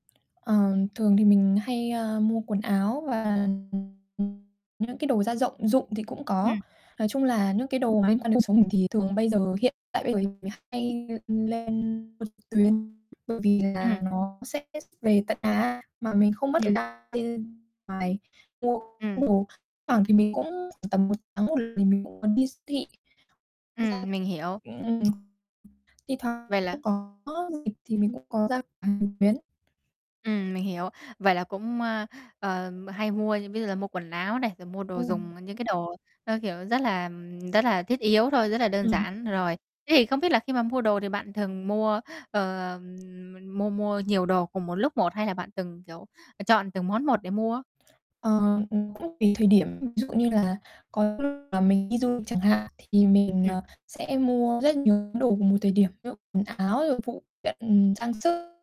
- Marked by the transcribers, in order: distorted speech; tapping; unintelligible speech; unintelligible speech
- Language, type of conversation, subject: Vietnamese, advice, Làm sao để mua sắm mà không tốn quá nhiều thời gian?